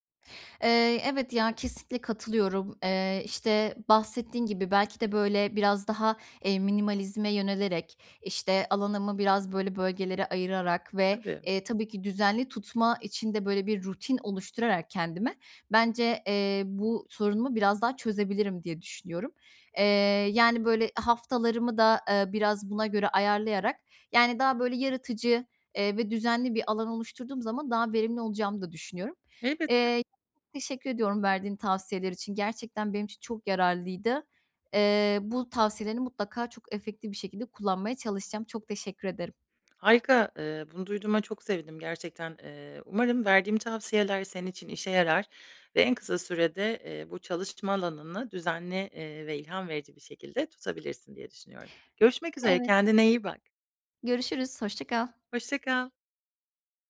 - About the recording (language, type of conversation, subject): Turkish, advice, Yaratıcı çalışma alanımı her gün nasıl düzenli, verimli ve ilham verici tutabilirim?
- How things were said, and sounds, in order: other background noise; tapping